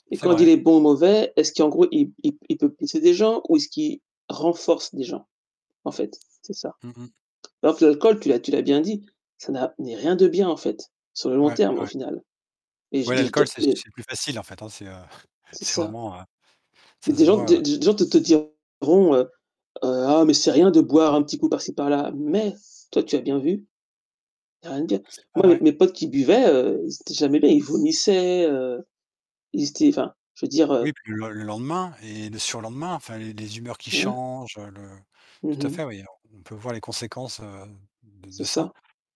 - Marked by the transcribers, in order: distorted speech; other background noise; tapping; chuckle
- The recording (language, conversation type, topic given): French, unstructured, Comment décides-tu ce qui est juste ou faux ?